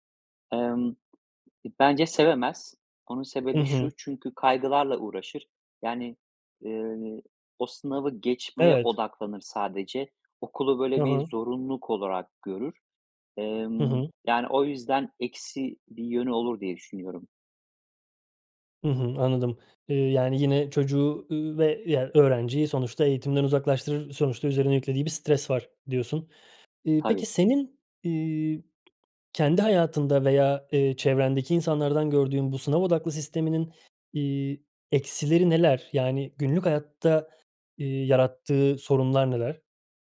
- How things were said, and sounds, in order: other background noise; tapping
- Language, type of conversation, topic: Turkish, podcast, Sınav odaklı eğitim hakkında ne düşünüyorsun?